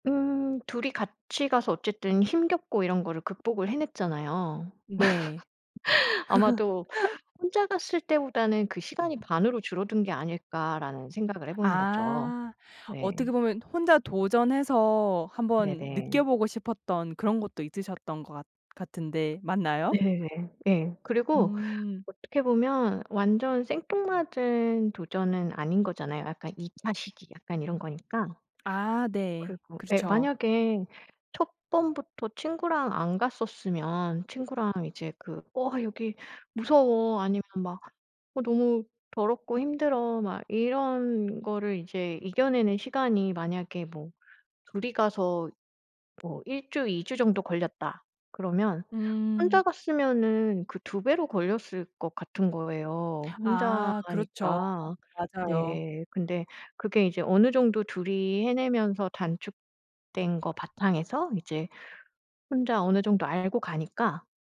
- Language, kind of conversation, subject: Korean, podcast, 함께한 여행 중에서 가장 기억에 남는 순간은 언제였나요?
- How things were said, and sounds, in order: other background noise; laugh; tapping; laugh